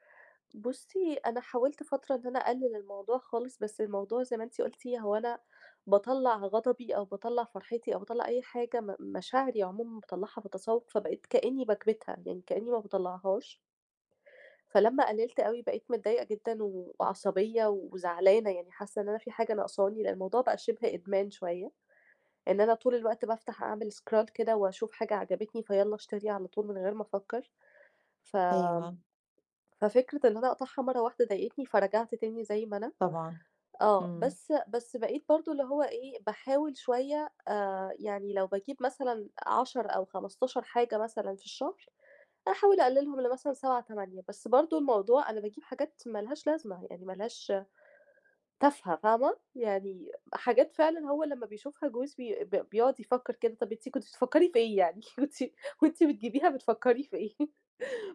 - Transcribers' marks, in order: in English: "scroll"; laughing while speaking: "كنتِ كنتِ بتجيبيها بتفكّري في إيه؟"
- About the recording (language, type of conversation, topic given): Arabic, advice, إزاي أتعلم أتسوّق بذكاء وأمنع نفسي من الشراء بدافع المشاعر؟